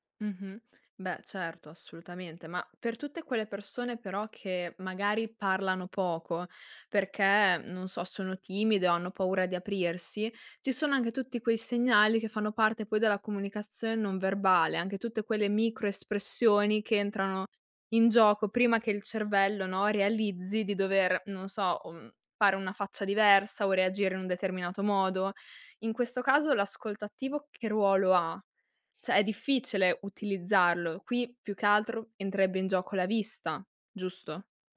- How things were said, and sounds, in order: "Cioè" said as "ceh"; "entrerebbe" said as "entrebbe"
- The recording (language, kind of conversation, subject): Italian, podcast, Che ruolo ha l'ascolto nel creare fiducia?